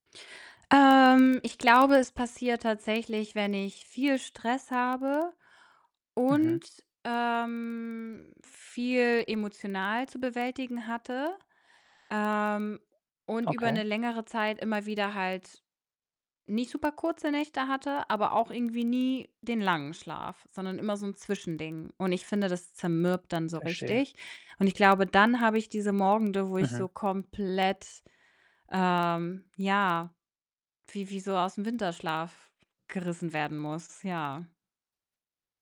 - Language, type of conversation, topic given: German, advice, Wie schaffe ich es, nicht immer wieder die Schlummertaste zu drücken und regelmäßig aufzustehen?
- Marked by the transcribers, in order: distorted speech; drawn out: "ähm"; other background noise